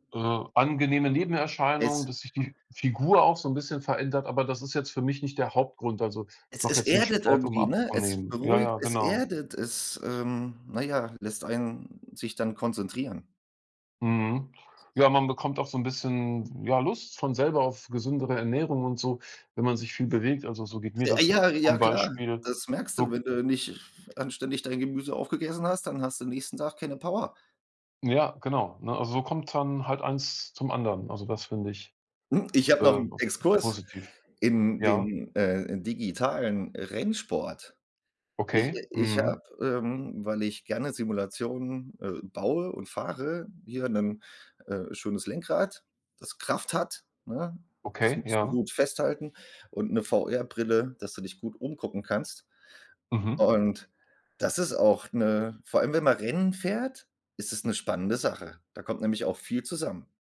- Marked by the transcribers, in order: other background noise; other noise
- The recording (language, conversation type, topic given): German, unstructured, Wie hat Sport dein Leben verändert?